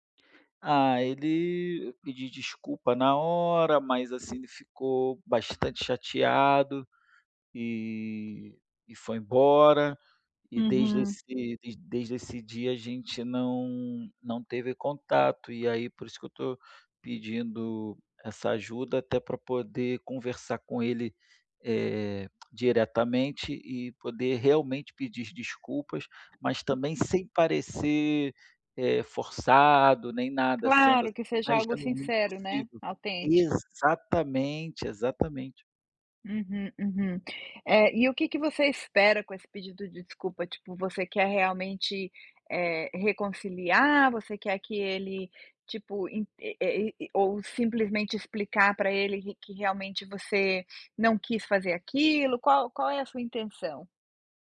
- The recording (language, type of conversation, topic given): Portuguese, advice, Como posso pedir desculpas de forma sincera depois de magoar alguém sem querer?
- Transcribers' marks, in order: other background noise; tapping